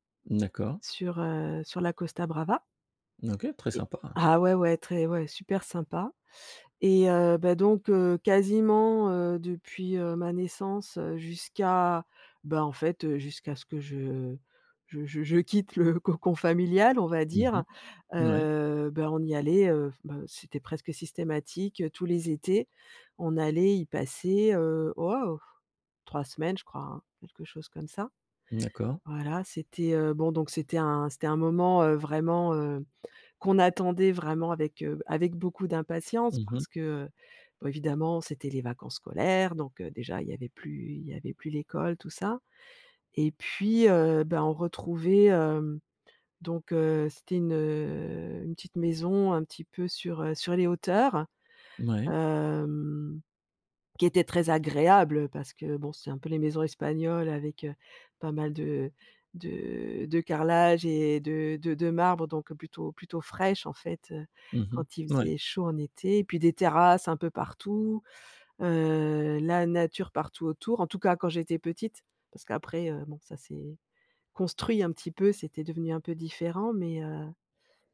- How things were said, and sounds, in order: none
- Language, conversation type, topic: French, podcast, Quel parfum ou quelle odeur te ramène instantanément en enfance ?